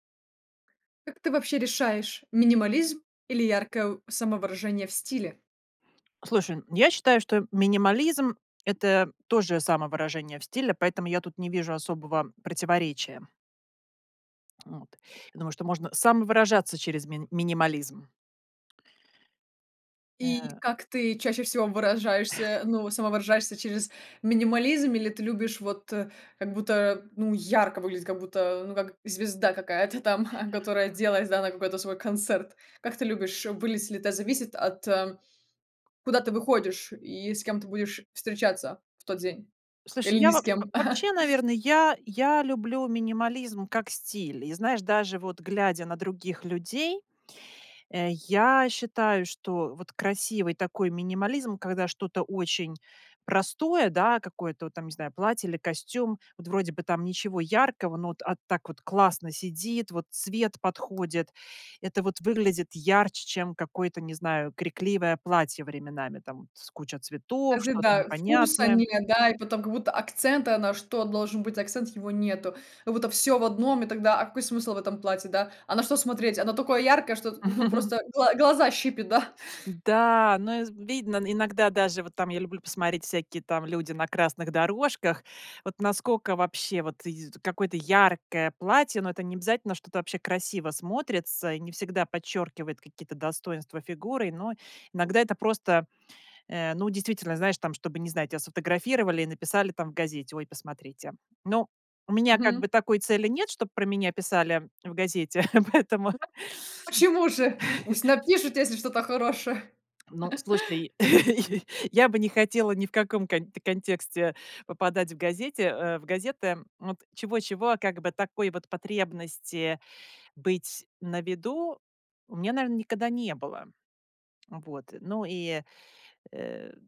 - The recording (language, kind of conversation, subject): Russian, podcast, Как ты обычно выбираешь между минимализмом и ярким самовыражением в стиле?
- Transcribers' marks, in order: tapping; chuckle; stressed: "звезда"; laughing while speaking: "какая-то там"; chuckle; chuckle; other background noise; chuckle; "насколько" said as "наскоко"; chuckle; laughing while speaking: "поэтому"; unintelligible speech; chuckle; chuckle